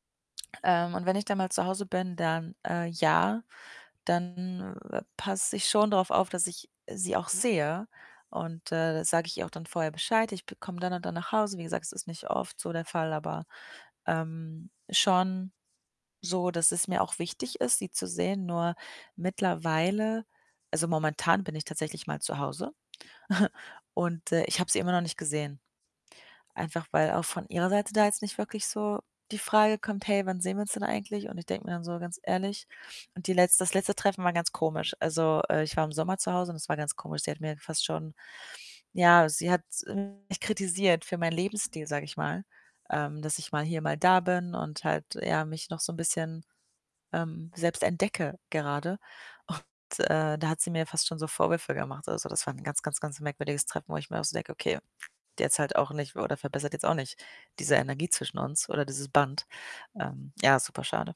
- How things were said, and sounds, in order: distorted speech; chuckle; other background noise; laughing while speaking: "Und"
- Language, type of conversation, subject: German, advice, Wie gehe ich damit um, wenn meine Freundschaft immer weiter auseinandergeht?
- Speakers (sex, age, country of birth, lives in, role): female, 25-29, Germany, Sweden, user; female, 40-44, Germany, Germany, advisor